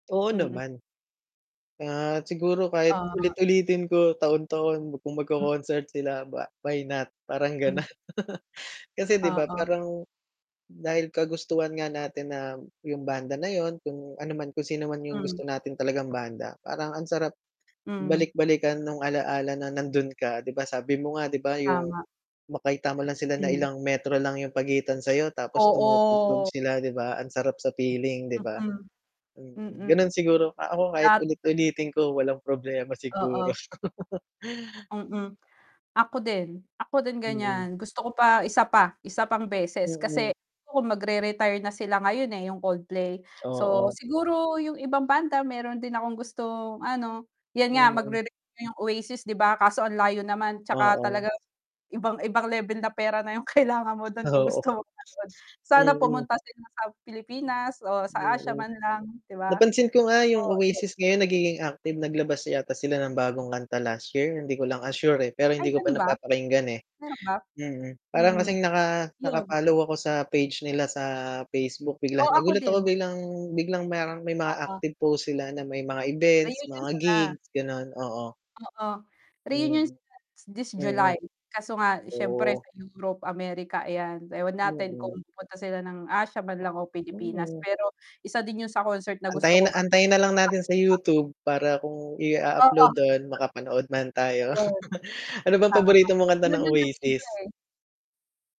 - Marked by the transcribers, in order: drawn out: "Ah"; drawn out: "Ah"; distorted speech; static; chuckle; drawn out: "Oo"; chuckle; laughing while speaking: "Oo"; unintelligible speech; unintelligible speech; chuckle
- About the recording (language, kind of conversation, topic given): Filipino, unstructured, May kuwento ka ba tungkol sa konsiyertong hindi mo malilimutan?